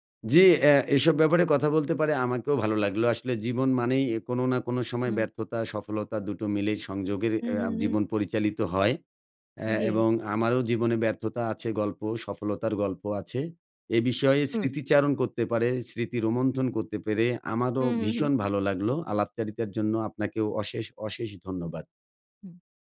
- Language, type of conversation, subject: Bengali, podcast, ব্যর্থ হলে তুমি কীভাবে আবার ঘুরে দাঁড়াও?
- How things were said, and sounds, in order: "পেরে" said as "পারে"